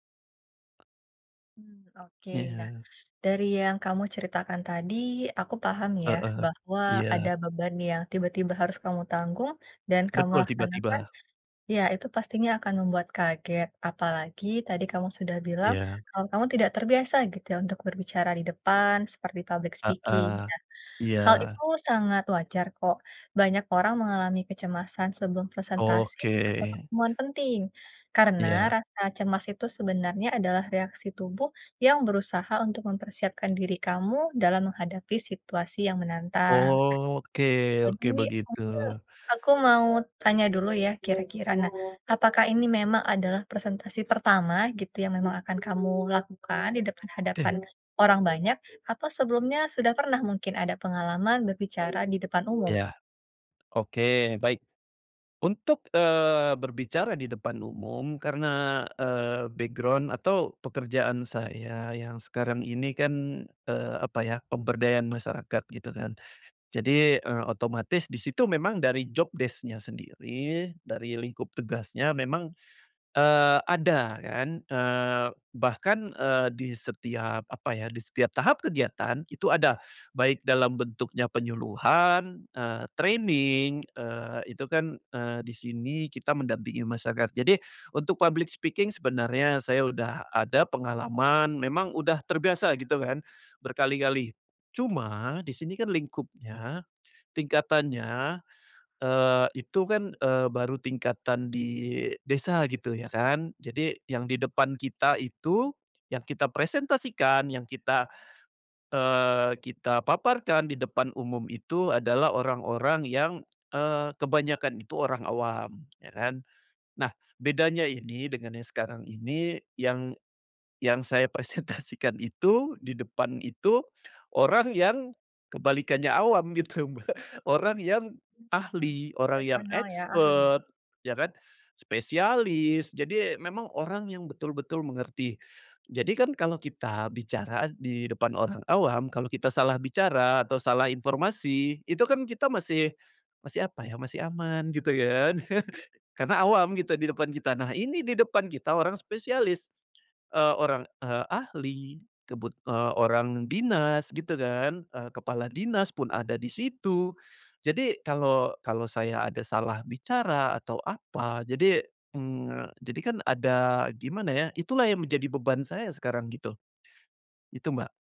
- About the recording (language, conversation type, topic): Indonesian, advice, Bagaimana cara menenangkan diri saat cemas menjelang presentasi atau pertemuan penting?
- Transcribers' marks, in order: tapping; in English: "public speaking"; other background noise; in English: "background"; in English: "job desc-nya"; in English: "training"; in English: "public speaking"; laughing while speaking: "presentasikan"; laughing while speaking: "gitu Mbak"; in English: "expert"; chuckle